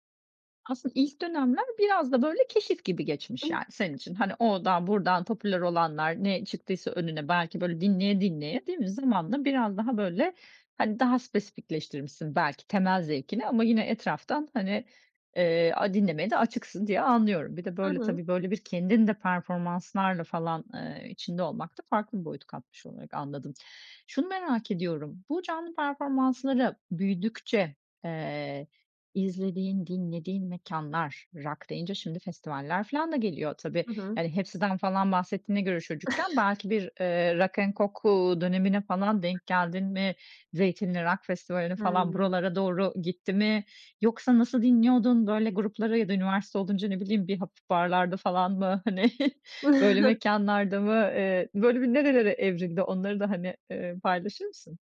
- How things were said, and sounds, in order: other background noise; chuckle; chuckle
- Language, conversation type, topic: Turkish, podcast, Canlı müzik deneyimleri müzik zevkini nasıl etkiler?